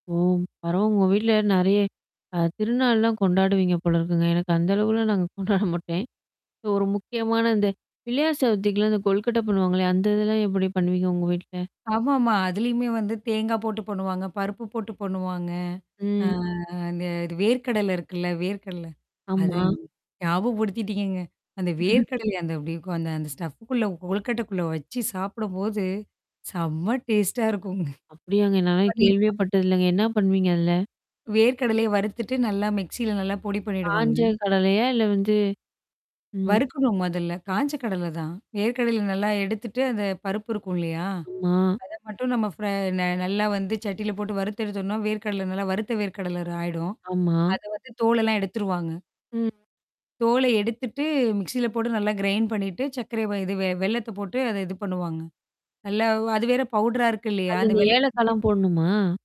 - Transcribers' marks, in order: static; distorted speech; "பண்ணுவாங்க" said as "பொண்ணுவாங்க"; drawn out: "ம்"; drawn out: "ஆ"; other background noise; other noise; chuckle; in English: "ஸ்டஃப்க்குள்ள"; laughing while speaking: "செம்ம டேஸ்ட்டா இருக்குங்"; in English: "டேஸ்ட்டா"; mechanical hum; in English: "மிக்ஸில"; "வேற்கடையில" said as "ஏற்கடையில"; "ஆயிடும்" said as "ராயிடும்"; drawn out: "ம்"; tapping; in English: "மிக்ஸில"; in English: "கிரைன்"; in English: "பவுடரா"
- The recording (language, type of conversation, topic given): Tamil, podcast, குடும்ப உணவுப் பாரம்பரியத்தை நினைத்தால் உங்களுக்கு எந்த உணவுகள் நினைவுக்கு வருகின்றன?